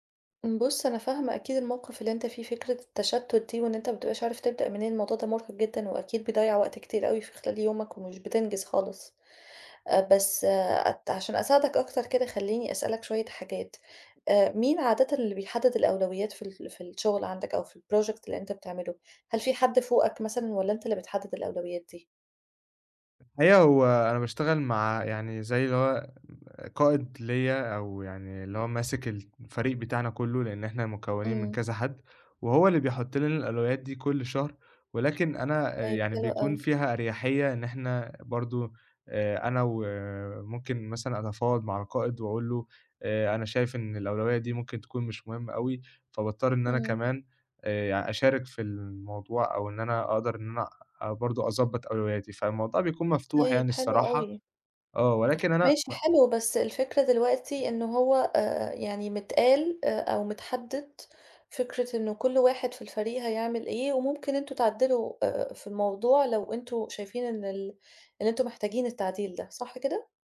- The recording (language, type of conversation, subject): Arabic, advice, إزاي عدم وضوح الأولويات بيشتّت تركيزي في الشغل العميق؟
- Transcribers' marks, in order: in English: "الproject"; other noise; tapping